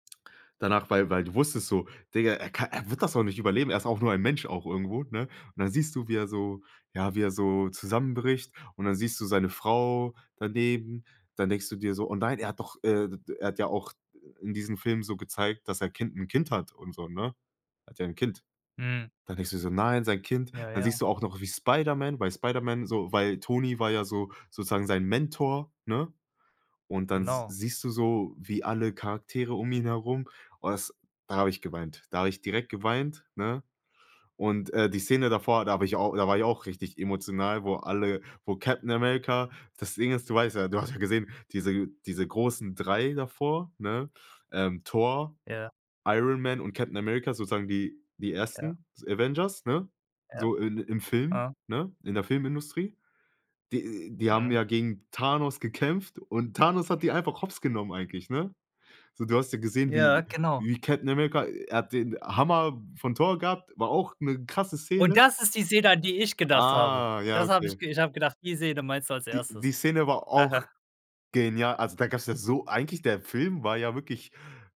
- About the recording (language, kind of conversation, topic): German, podcast, Welche Filmszene kannst du nie vergessen, und warum?
- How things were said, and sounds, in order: joyful: "Thanos hat die einfach hops genommen"; stressed: "das"; laugh